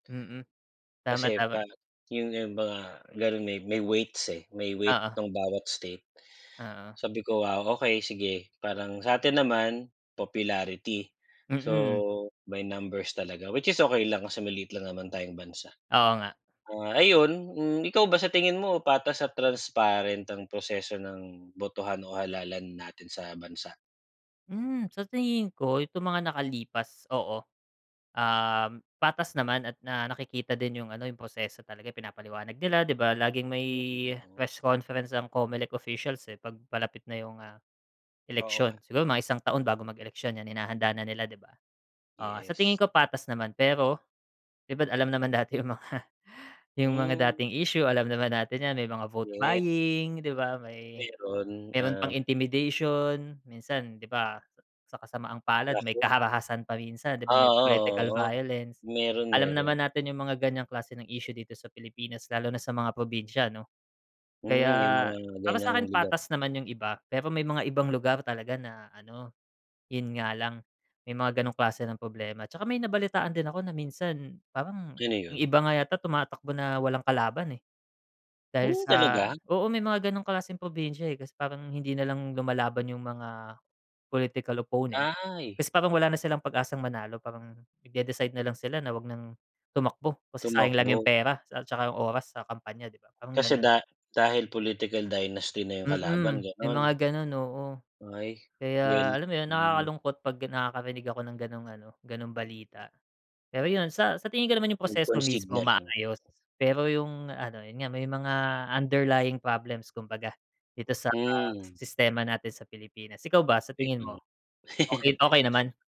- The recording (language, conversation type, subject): Filipino, unstructured, Ano ang palagay mo sa sistema ng halalan sa bansa?
- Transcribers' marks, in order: tapping; laughing while speaking: "yung mga"; other background noise; unintelligible speech; in English: "political violence"; in English: "political opponent"; in English: "underlying problems"; chuckle